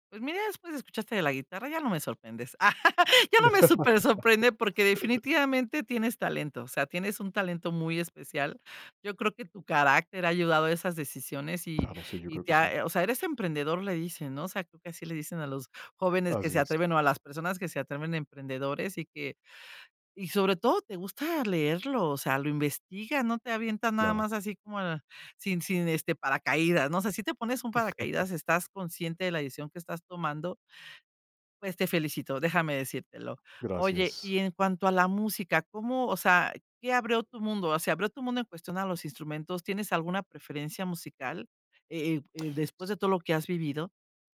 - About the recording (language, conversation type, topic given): Spanish, podcast, ¿Qué momento de tu vida transformó tus preferencias musicales?
- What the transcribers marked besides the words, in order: laugh; chuckle